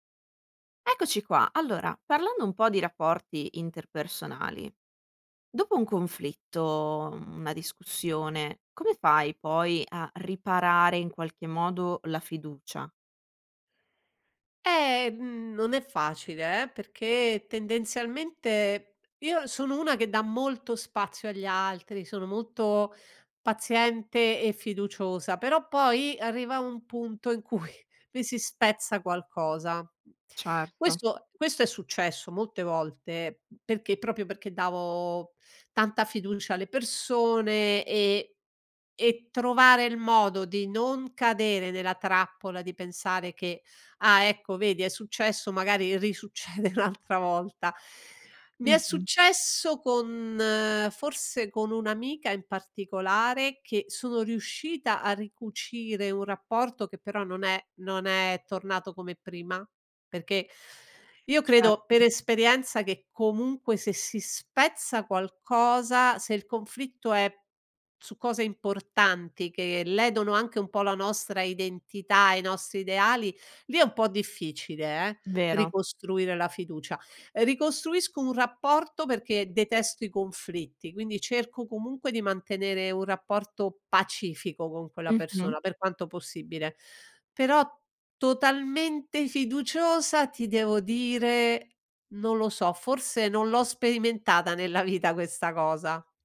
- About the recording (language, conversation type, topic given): Italian, podcast, Come si può ricostruire la fiducia dopo un conflitto?
- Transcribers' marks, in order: laughing while speaking: "cui"; "proprio" said as "propio"; laughing while speaking: "risuccede"